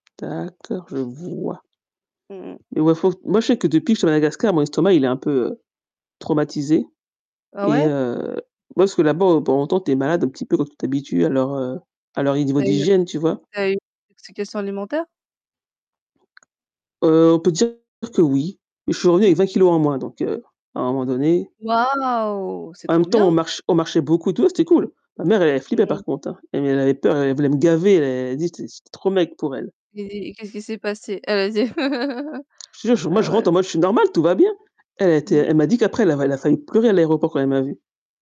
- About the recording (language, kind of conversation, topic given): French, unstructured, Comment définirais-tu le bonheur dans ta vie quotidienne ?
- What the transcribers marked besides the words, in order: tapping; stressed: "vois"; distorted speech; other background noise; stressed: "gaver"; laugh